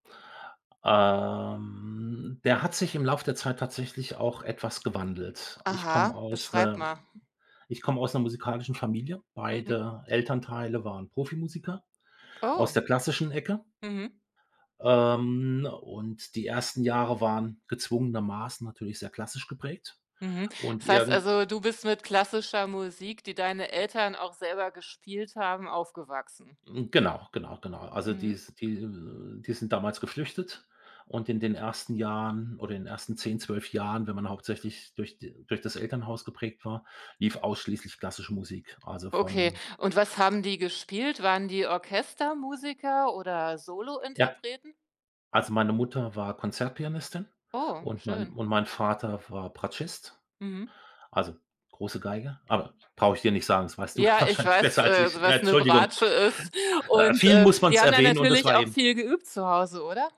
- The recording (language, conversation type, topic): German, podcast, Wie würdest du deinen Musikgeschmack beschreiben?
- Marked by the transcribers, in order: drawn out: "Ähm"; surprised: "Oh"; other background noise; laughing while speaking: "wahrscheinlich besser"